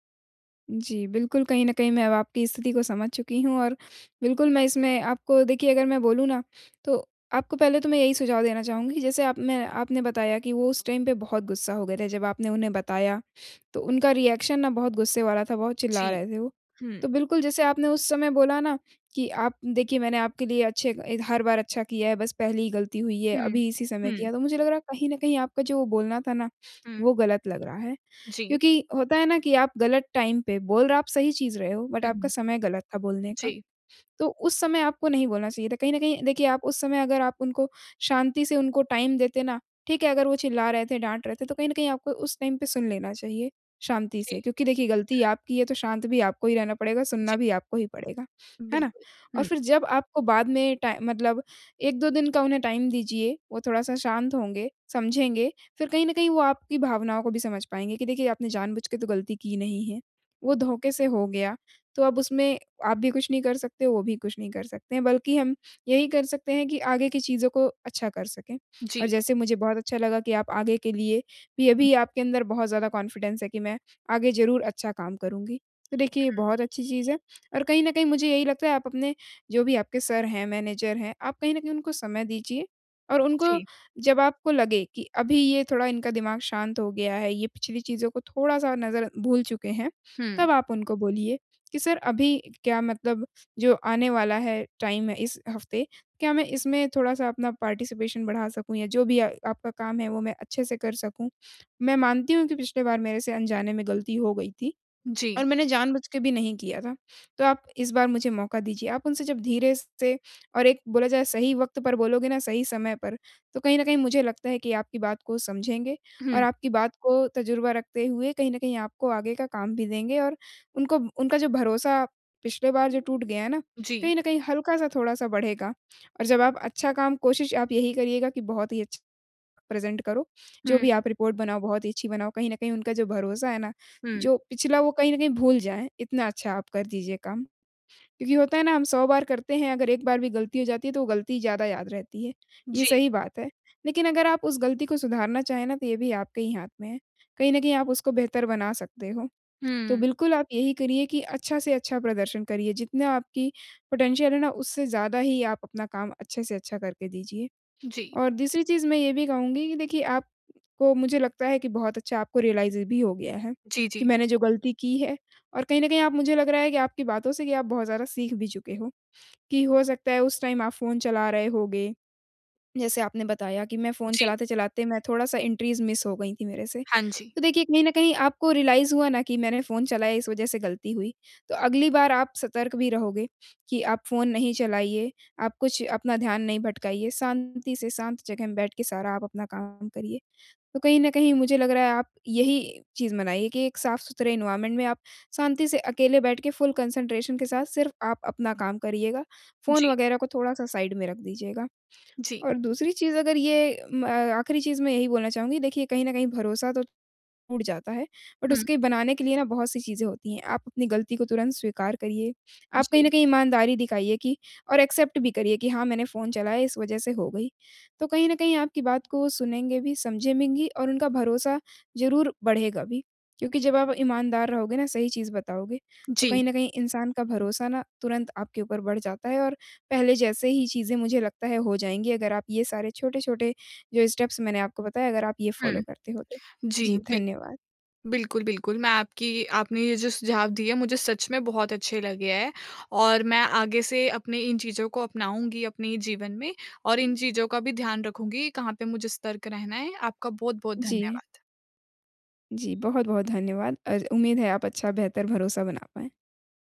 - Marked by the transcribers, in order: in English: "टाइम"; in English: "रिएक्शन"; in English: "टाइम"; in English: "बट"; in English: "टाइम"; in English: "टाइम"; in English: "टाइम"; in English: "कॉन्फिडेंस"; other background noise; in English: "मैनेजर"; in English: "टाइम"; in English: "पार्टिसिपेशन"; in English: "प्रेज़ेंट"; in English: "रिपोर्ट"; in English: "पोटेंशियल"; in English: "रियलाइज़"; in English: "टाइम"; in English: "एंट्रीज़ मिस"; in English: "रियलाइज़"; in English: "एनवायरनमेंट"; in English: "फुल कंसंट्रेशन"; in English: "साइड"; in English: "बट"; in English: "एक्सेप्ट"; in English: "स्टेप्स"; in English: "फ़ॉलो"
- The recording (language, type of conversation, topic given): Hindi, advice, क्या मैं अपनी गलती के बाद टीम का भरोसा फिर से जीत सकता/सकती हूँ?
- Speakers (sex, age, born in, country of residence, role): female, 20-24, India, India, advisor; female, 20-24, India, India, user